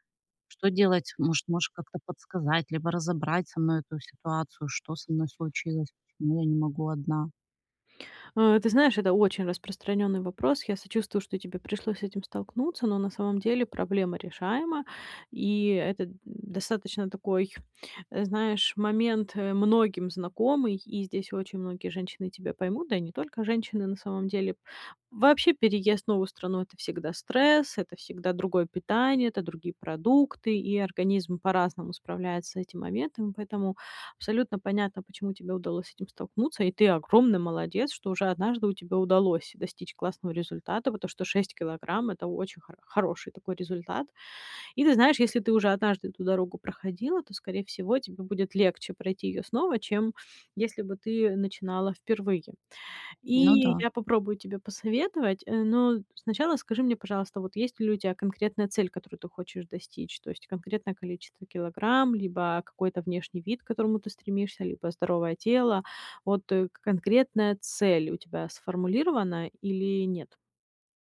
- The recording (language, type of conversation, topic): Russian, advice, Почему мне трудно регулярно мотивировать себя без тренера или группы?
- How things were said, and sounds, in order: none